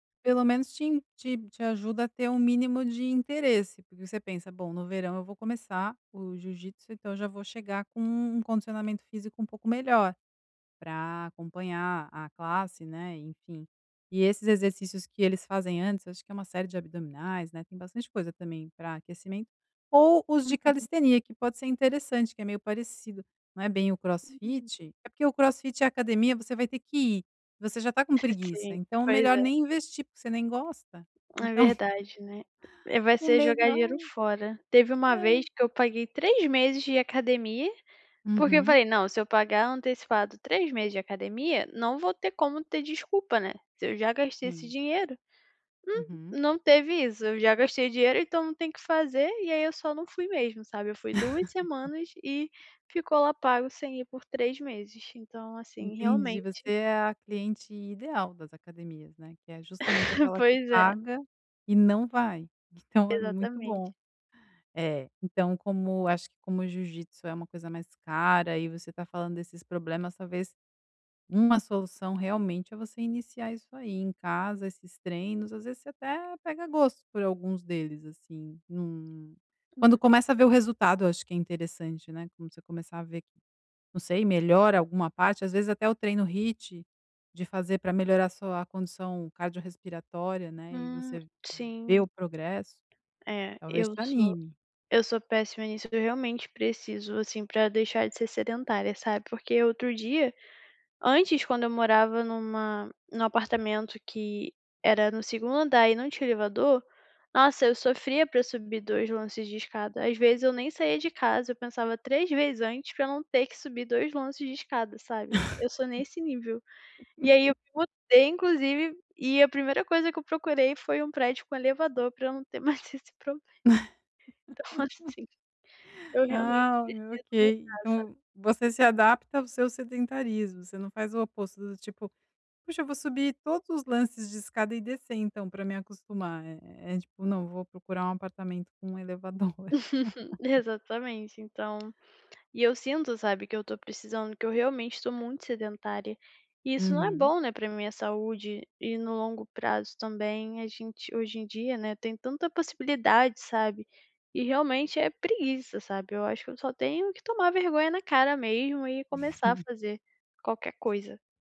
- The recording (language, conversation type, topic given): Portuguese, advice, Como posso começar a treinar e criar uma rotina sem ansiedade?
- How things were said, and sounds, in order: chuckle; laugh; laugh; laugh; chuckle; tapping; laugh; laugh; laughing while speaking: "mais esse problema. Então assim"; other background noise; laugh; chuckle